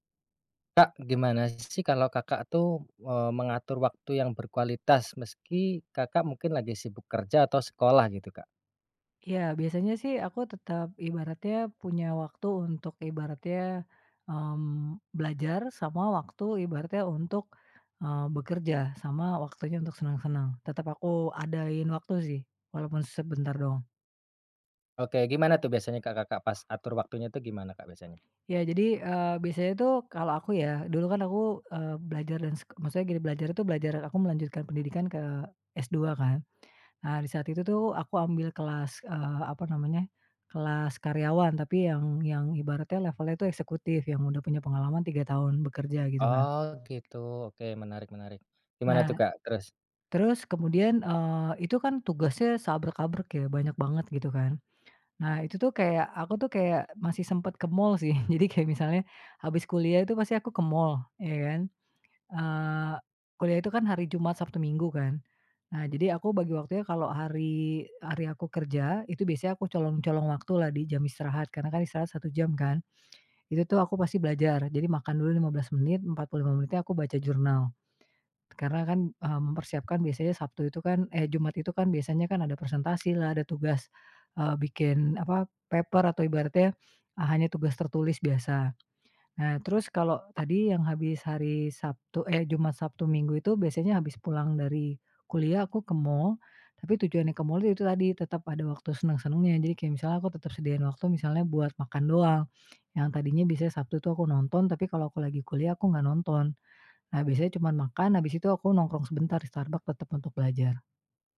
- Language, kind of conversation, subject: Indonesian, podcast, Gimana cara kalian mengatur waktu berkualitas bersama meski sibuk bekerja dan kuliah?
- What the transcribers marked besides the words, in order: other background noise; chuckle; in English: "paper"